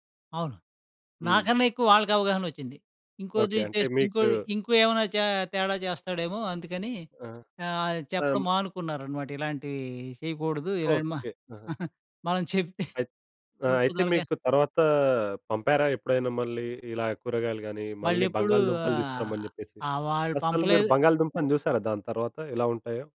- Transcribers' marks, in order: giggle; other noise
- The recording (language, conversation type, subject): Telugu, podcast, నమ్మకాన్ని తిరిగి పొందాలంటే క్షమాపణ చెప్పడం ఎంత ముఖ్యము?
- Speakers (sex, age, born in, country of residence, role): male, 25-29, India, India, host; male, 50-54, India, India, guest